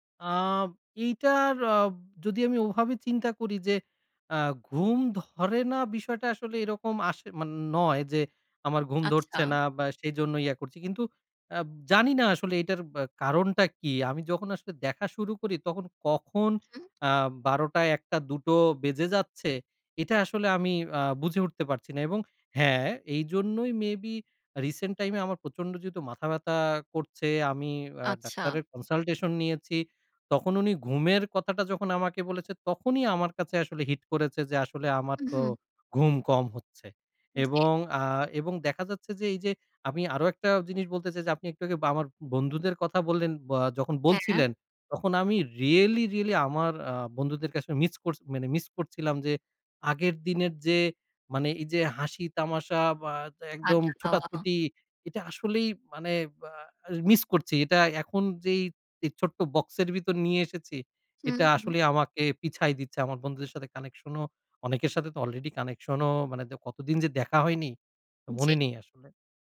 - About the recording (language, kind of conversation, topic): Bengali, advice, রাতে ফোন ব্যবহার কমিয়ে ঘুম ঠিক করার চেষ্টা বারবার ব্যর্থ হওয়ার কারণ কী হতে পারে?
- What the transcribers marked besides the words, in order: in English: "may be recent time"; in English: "consultation"